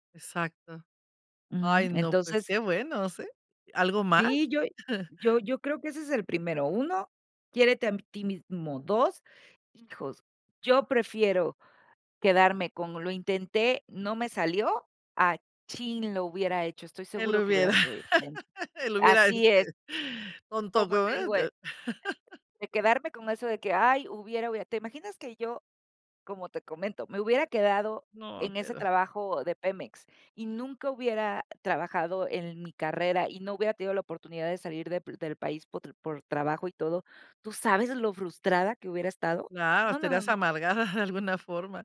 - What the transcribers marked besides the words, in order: chuckle; laugh; unintelligible speech; chuckle
- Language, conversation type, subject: Spanish, podcast, ¿Cómo lidias con decisiones irreversibles?